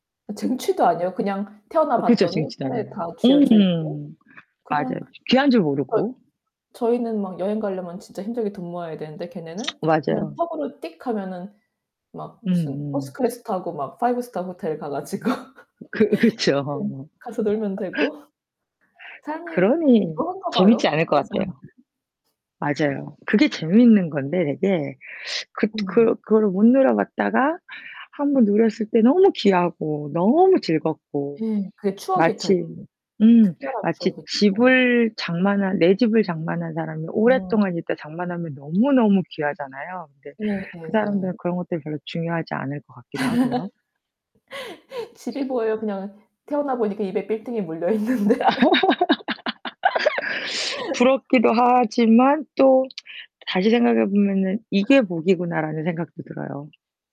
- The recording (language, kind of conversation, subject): Korean, unstructured, 돈이 많으면 정말 행복할까요?
- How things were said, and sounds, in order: distorted speech; other background noise; put-on voice: "퍼스트 클래스"; laughing while speaking: "가지고"; laugh; laugh; laughing while speaking: "물려 있는데"; laugh; tsk